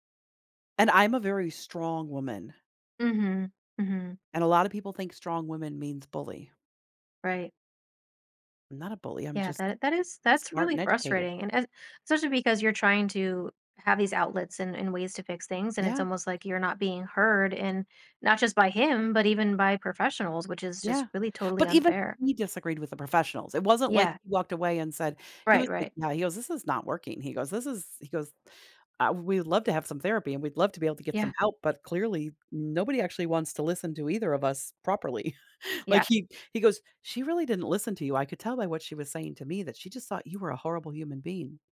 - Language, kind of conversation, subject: English, advice, How can I improve communication with my partner?
- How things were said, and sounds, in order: tapping; chuckle